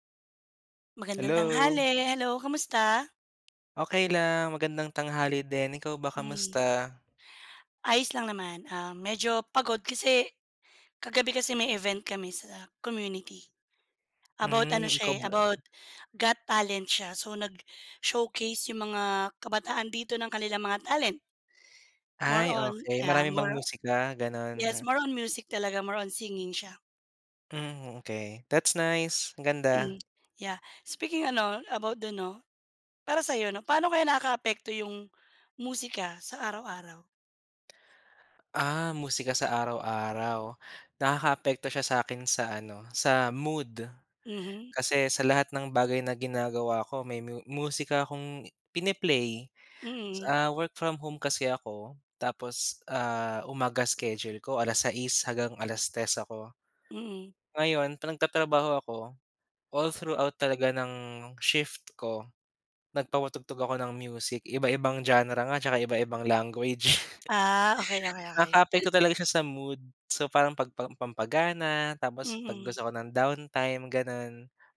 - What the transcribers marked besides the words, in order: tapping; in English: "all throughout"; snort; snort; in English: "downtime"
- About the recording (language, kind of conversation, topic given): Filipino, unstructured, Paano nakaaapekto sa iyo ang musika sa araw-araw?